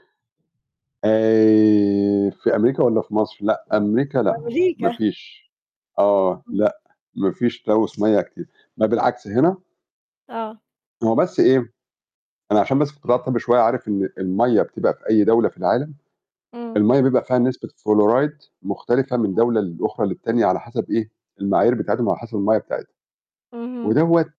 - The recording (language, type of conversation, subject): Arabic, unstructured, إزاي نقدر نقلل التلوث في مدينتنا بشكل فعّال؟
- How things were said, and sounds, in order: other background noise; unintelligible speech